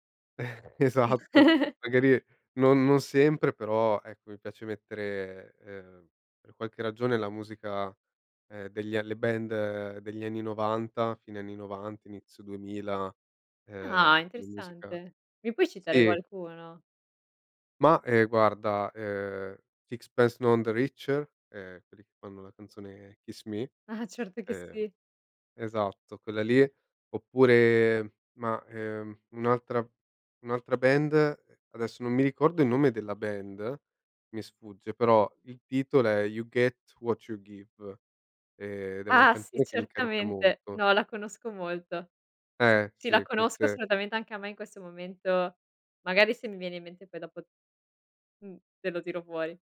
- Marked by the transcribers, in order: laughing while speaking: "esatto"; chuckle; laughing while speaking: "Ah"; drawn out: "oppure"; drawn out: "ed"
- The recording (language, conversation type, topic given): Italian, podcast, Come usi la musica per aiutarti a concentrarti?
- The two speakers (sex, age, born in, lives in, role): female, 25-29, Italy, Italy, host; male, 30-34, Italy, Italy, guest